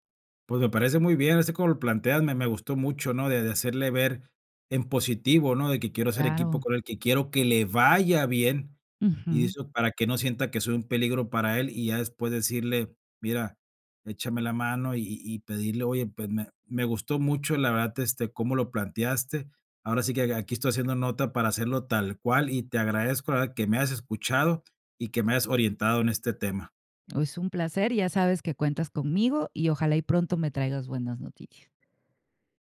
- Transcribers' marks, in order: none
- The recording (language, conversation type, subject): Spanish, advice, ¿Cómo puedo pedir un aumento o una promoción en el trabajo?